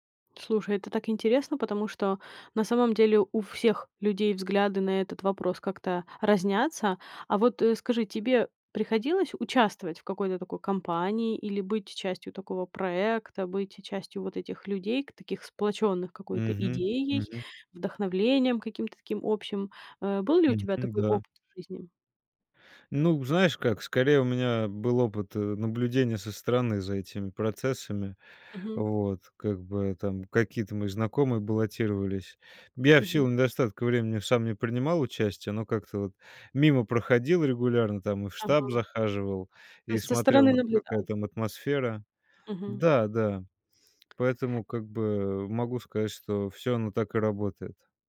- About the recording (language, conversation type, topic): Russian, podcast, Как создать в городе тёплое и живое сообщество?
- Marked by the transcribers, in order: tapping; "вдохновением" said as "вдохновлением"